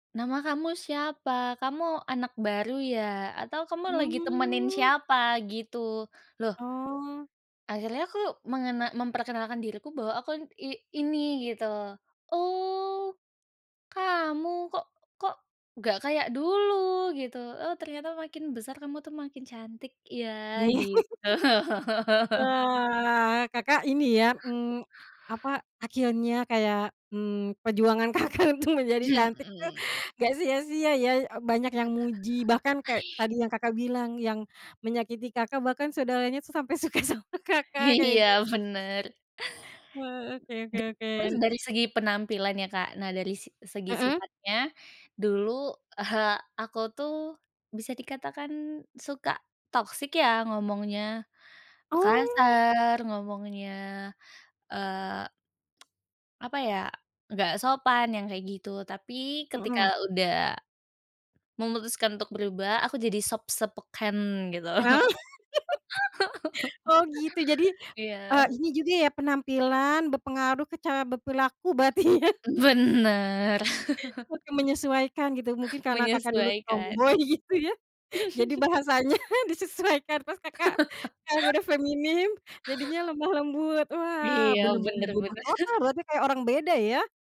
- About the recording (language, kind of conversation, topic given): Indonesian, podcast, Bagaimana reaksi keluarga atau teman saat kamu berubah total?
- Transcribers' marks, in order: laugh; laughing while speaking: "Kakak untuk"; laughing while speaking: "suka sama Kakak"; laughing while speaking: "Iya, bener"; tapping; other background noise; chuckle; tsk; laugh; in English: "soft spoken"; laugh; laughing while speaking: "ya"; laughing while speaking: "Bener"; chuckle; laughing while speaking: "gitu"; chuckle; laughing while speaking: "bahasanya disesuaikan"; laugh; chuckle